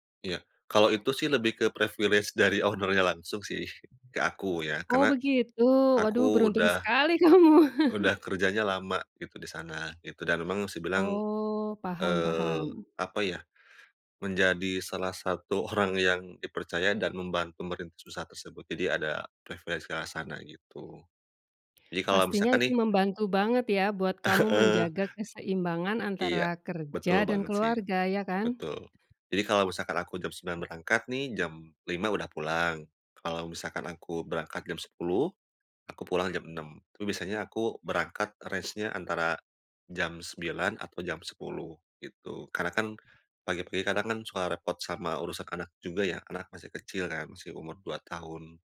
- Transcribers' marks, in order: in English: "privilege"; in English: "owner-nya"; tapping; swallow; laughing while speaking: "kamu"; chuckle; laughing while speaking: "orang"; in English: "privilege"; laughing while speaking: "Heeh"; other background noise; in English: "range-nya"
- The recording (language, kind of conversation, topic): Indonesian, podcast, Bagaimana kamu menjaga keseimbangan antara pekerjaan dan kehidupan sehari-hari?